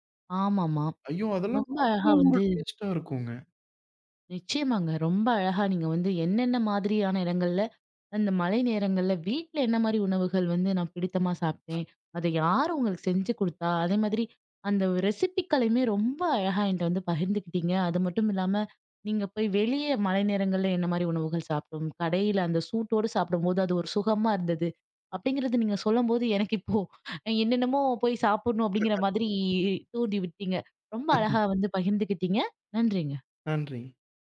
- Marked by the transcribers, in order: other noise; other background noise; "சொல்லும்போது" said as "சொல்லம்போது"; laughing while speaking: "இப்போ, என்னென்னமோ போய் சாப்பிடணும்"; laugh; unintelligible speech
- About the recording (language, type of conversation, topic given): Tamil, podcast, மழைநாளில் உங்களுக்கு மிகவும் பிடிக்கும் சூடான சிற்றுண்டி என்ன?